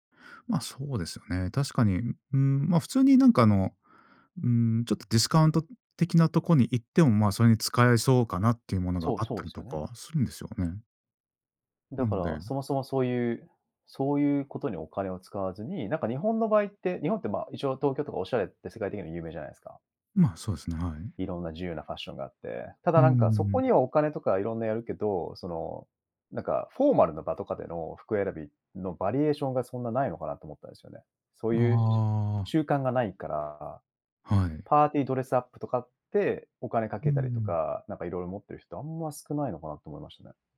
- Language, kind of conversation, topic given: Japanese, podcast, 文化的背景は服選びに表れると思いますか？
- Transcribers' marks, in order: tapping